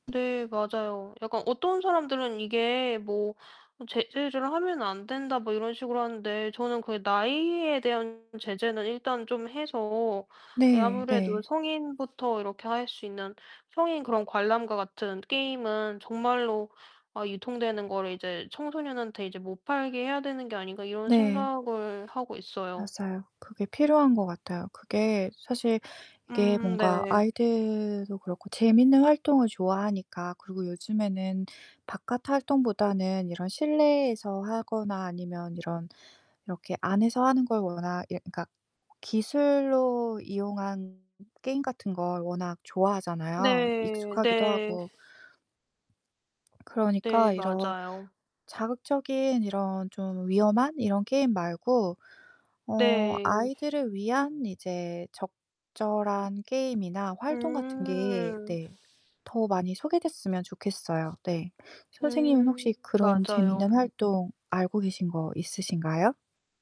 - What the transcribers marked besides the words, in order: distorted speech; other background noise; static; swallow
- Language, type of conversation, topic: Korean, unstructured, 아이들이 지나치게 자극적인 게임에 빠지는 것이 무섭지 않나요?
- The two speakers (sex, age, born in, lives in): female, 30-34, South Korea, Sweden; female, 40-44, South Korea, France